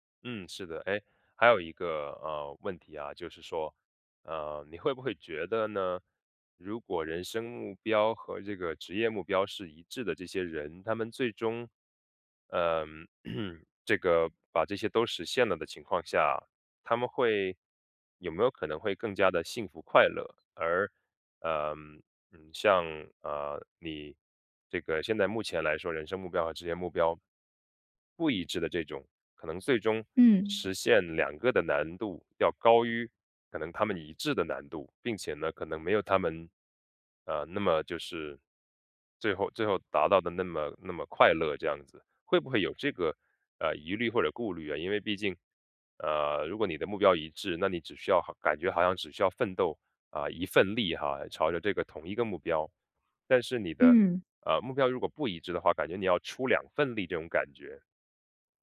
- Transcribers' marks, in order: throat clearing; "高于" said as "高迂"
- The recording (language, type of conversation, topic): Chinese, podcast, 你觉得人生目标和职业目标应该一致吗？